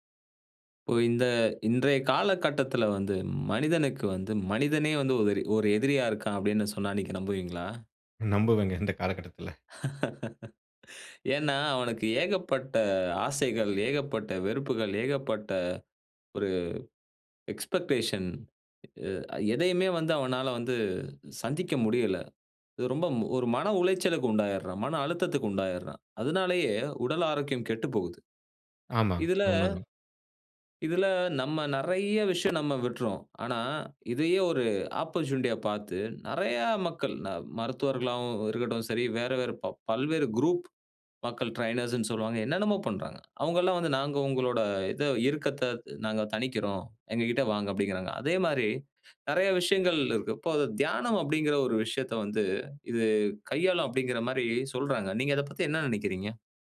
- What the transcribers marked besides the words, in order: laugh; in English: "எக்ஸ்பெக்டேஷன்"; in English: "ஆப்போர்ட்யூனிட்டியா"; in English: "ட்ரெய்னர்ஸ்னு"
- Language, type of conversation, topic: Tamil, podcast, தியானம் மனஅழுத்தத்தை சமாளிக்க எப்படிப் உதவுகிறது?